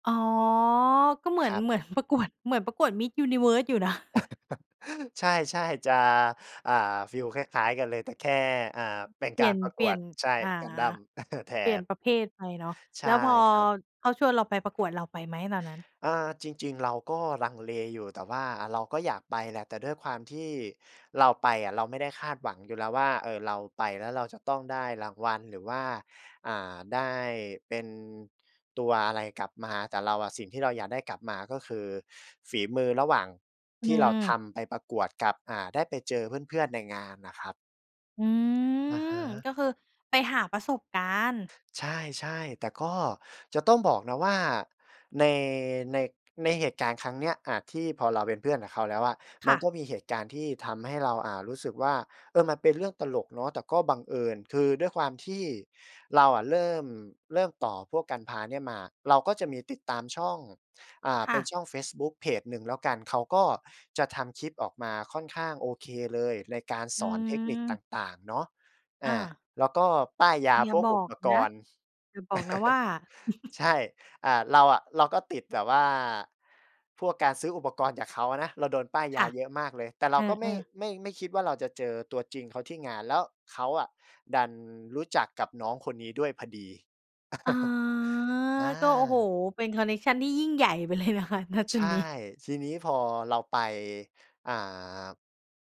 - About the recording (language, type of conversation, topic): Thai, podcast, เล่าเหตุการณ์ที่คนแปลกหน้ากลายเป็นเพื่อนจริงๆ ได้ไหม?
- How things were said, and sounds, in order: drawn out: "อ๋อ"; chuckle; chuckle; drawn out: "อืม"; chuckle; drawn out: "อา"; chuckle; laughing while speaking: "ไปเลยนะคะ ณ จุดนี้"